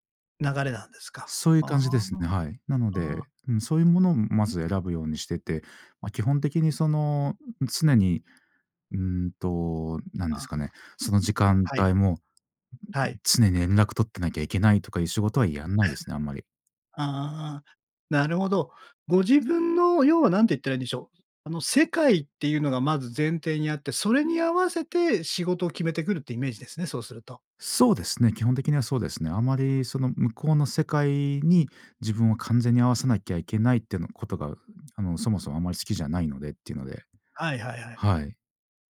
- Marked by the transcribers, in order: none
- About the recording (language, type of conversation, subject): Japanese, podcast, 通知はすべてオンにしますか、それともオフにしますか？通知設定の基準はどう決めていますか？